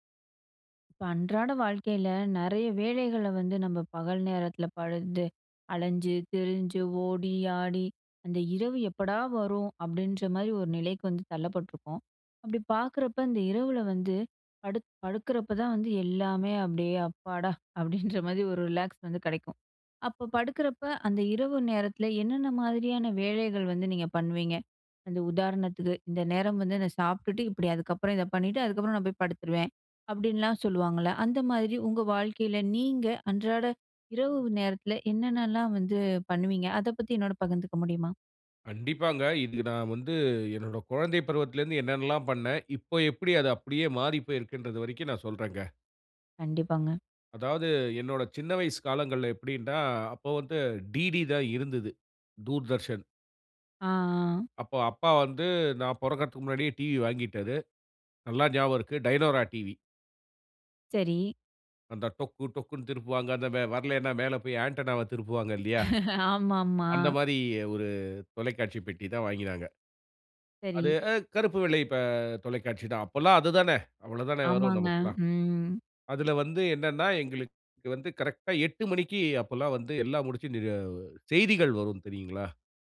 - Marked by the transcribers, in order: "பண்ணி" said as "பந்து"; laugh; other background noise; in English: "ஆன்டனாவ"; laugh; unintelligible speech
- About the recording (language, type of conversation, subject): Tamil, podcast, இரவில்தூங்குவதற்குமுன் நீங்கள் எந்த வரிசையில் என்னென்ன செய்வீர்கள்?